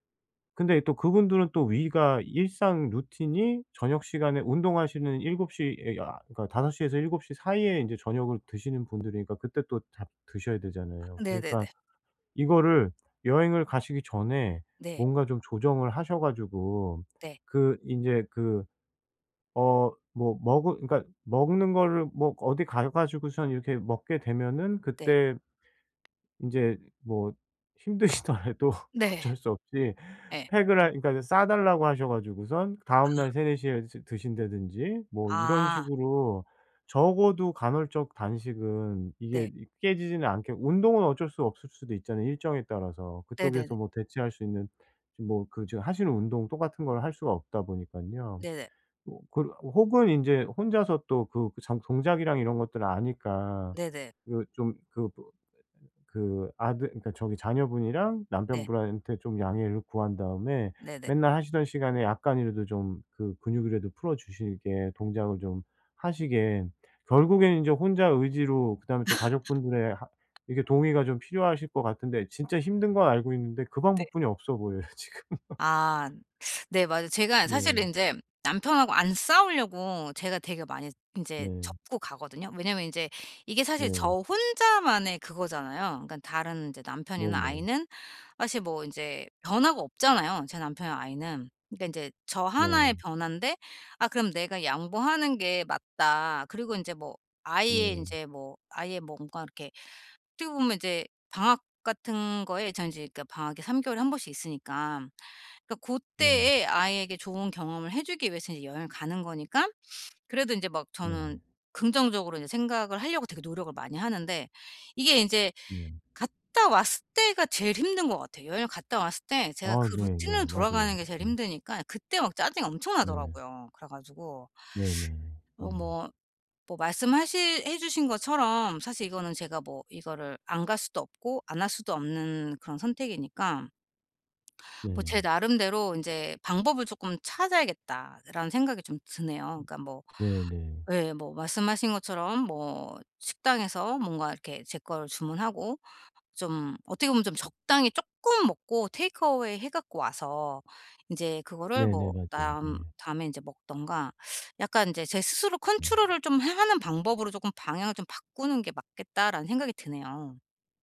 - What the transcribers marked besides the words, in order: other background noise; laughing while speaking: "힘드시더라도 어쩔 수 없이"; in English: "팩을"; laugh; laughing while speaking: "지금"; teeth sucking; laugh; in English: "테이크어웨이"; teeth sucking
- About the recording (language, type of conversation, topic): Korean, advice, 여행이나 주말 일정 변화가 있을 때 평소 루틴을 어떻게 조정하면 좋을까요?